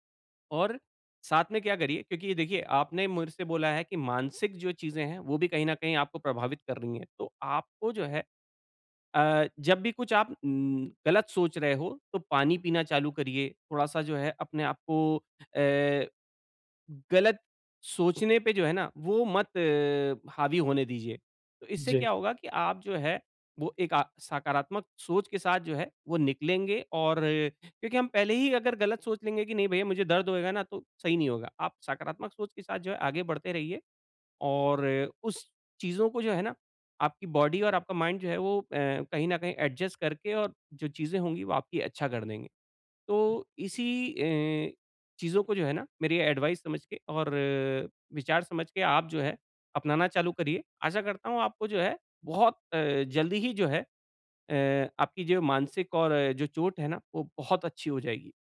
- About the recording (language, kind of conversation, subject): Hindi, advice, चोट के बाद मानसिक स्वास्थ्य को संभालते हुए व्यायाम के लिए प्रेरित कैसे रहें?
- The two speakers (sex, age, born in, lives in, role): male, 35-39, India, India, user; male, 40-44, India, India, advisor
- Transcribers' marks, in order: in English: "बॉडी"; in English: "माइंड"; in English: "एडजस्ट"; other background noise; in English: "एडवाइस"